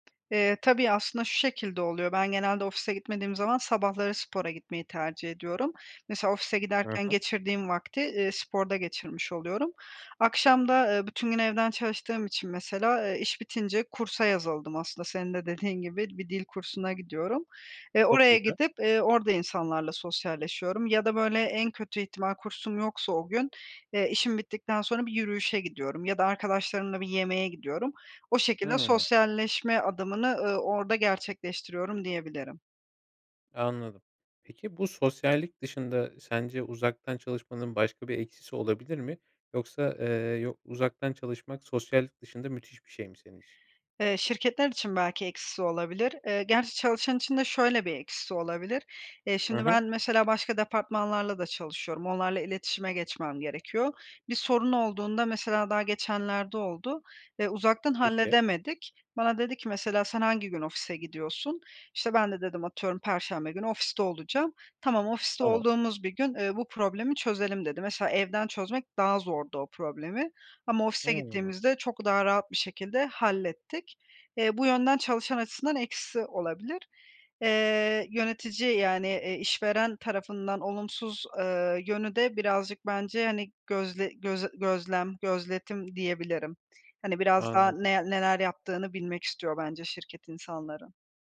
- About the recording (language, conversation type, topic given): Turkish, podcast, Uzaktan çalışma kültürü işleri nasıl değiştiriyor?
- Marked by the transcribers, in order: other background noise; tapping